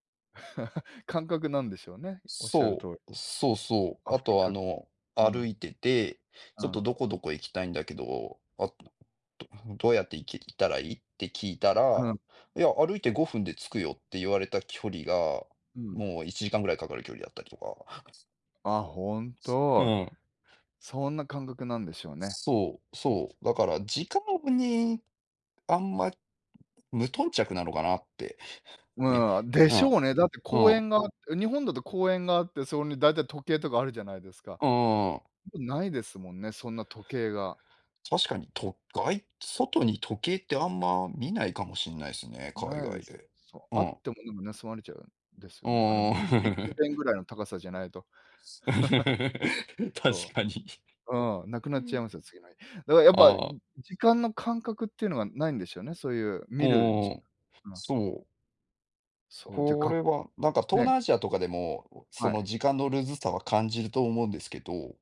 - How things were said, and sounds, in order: laugh; other background noise; tapping; unintelligible speech; chuckle; laugh; chuckle; laughing while speaking: "確かに"
- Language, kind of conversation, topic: Japanese, unstructured, 旅行中に困った経験はありますか？